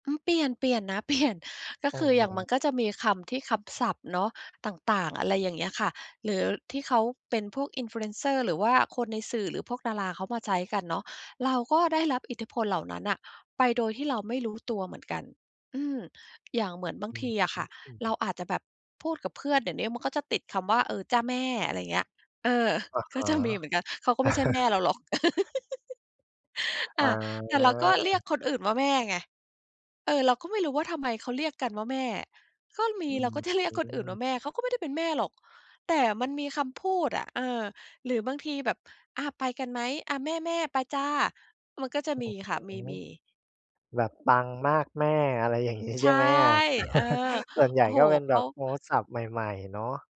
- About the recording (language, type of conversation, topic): Thai, podcast, ภาษากับวัฒนธรรมของคุณเปลี่ยนไปอย่างไรในยุคสื่อสังคมออนไลน์?
- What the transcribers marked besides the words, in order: laughing while speaking: "เปลี่ยน"; other background noise; chuckle; laugh; drawn out: "อืม"; laughing while speaking: "ก็จะ"; laughing while speaking: "อย่างงี้"; chuckle